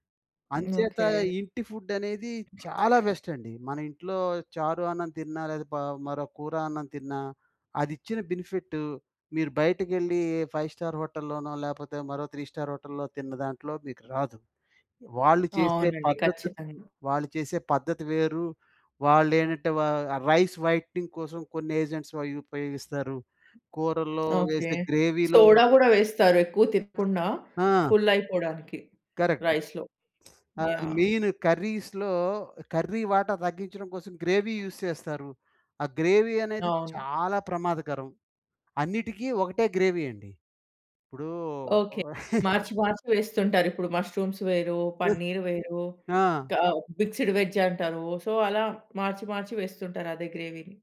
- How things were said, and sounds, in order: in English: "ఫుడ్"; other background noise; in English: "బెస్ట్"; in English: "బెనిఫిట్"; in English: "ఫైవ్-స్టార్ హోటల్‌లోనో"; in English: "త్రీ స్టార్ హోటల్‌లో"; in English: "రైస్ వైటనింగ్"; in English: "ఏజెంట్స్"; tapping; in English: "గ్రేవీలో"; in English: "ఫుల్"; in English: "కరెక్ట్"; in English: "రైస్‌లో"; in English: "మెయిన్ కర్రీస్‌లో, కర్రీ"; in English: "గ్రేవీ యూజ్"; in English: "గ్రేవీ"; stressed: "చాలా ప్రమాదకరం"; in English: "గ్రేవీ"; chuckle; in English: "మష్రూమ్స్"; other noise; in English: "మిక్స్డ్ వెజ్"; in English: "సో"; in English: "గ్రేవీని"
- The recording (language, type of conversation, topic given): Telugu, podcast, రోజూ ఏ అలవాట్లు మానసిక ధైర్యాన్ని పెంచడంలో సహాయపడతాయి?